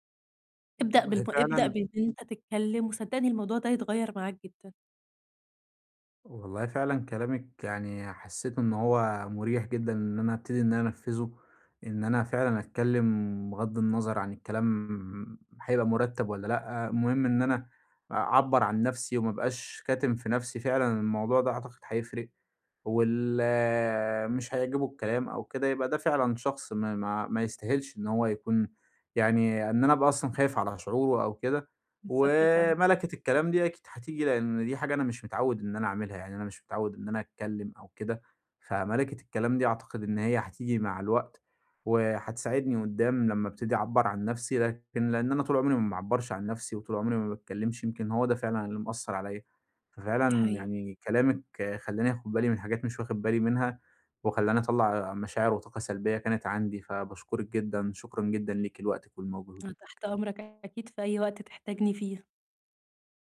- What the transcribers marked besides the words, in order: none
- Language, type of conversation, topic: Arabic, advice, إزاي أعبّر عن نفسي بصراحة من غير ما أخسر قبول الناس؟